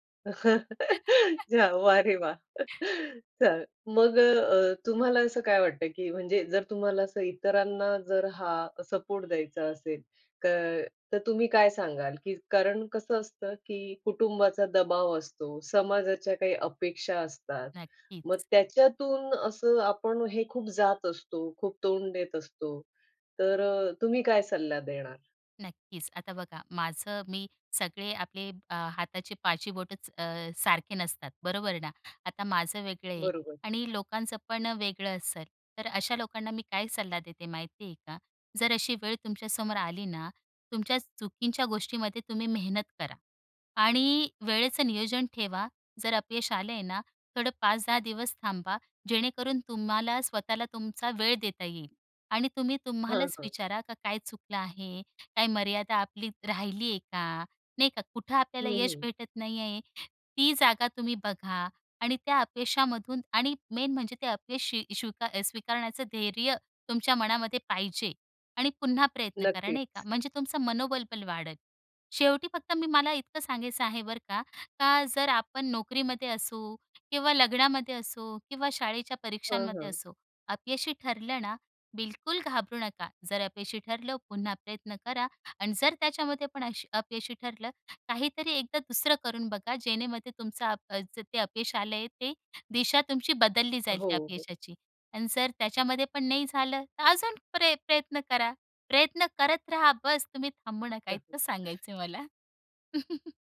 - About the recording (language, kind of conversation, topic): Marathi, podcast, कधी अपयशामुळे तुमची वाटचाल बदलली आहे का?
- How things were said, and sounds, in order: chuckle; other background noise; horn; in English: "मेन"; tapping; chuckle; chuckle